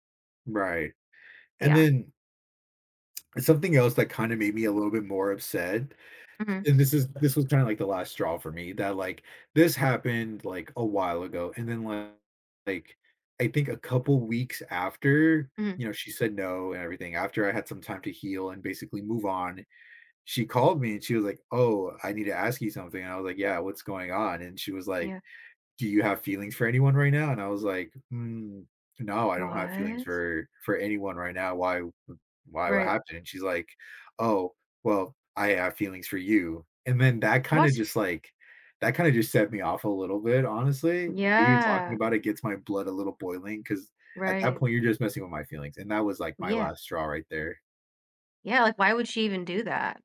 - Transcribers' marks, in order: tapping; unintelligible speech; drawn out: "N"; surprised: "What?"; other background noise; surprised: "What?"; drawn out: "Yeah"
- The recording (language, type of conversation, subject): English, advice, How can I cope with romantic rejection after asking someone out?